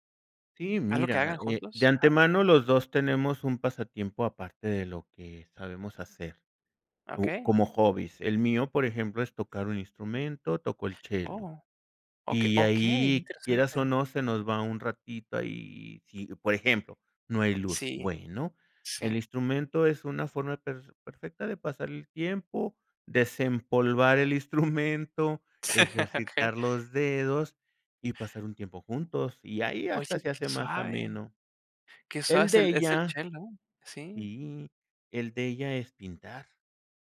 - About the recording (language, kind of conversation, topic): Spanish, podcast, ¿Qué límites le pones a la tecnología cuando trabajas desde casa?
- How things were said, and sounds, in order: chuckle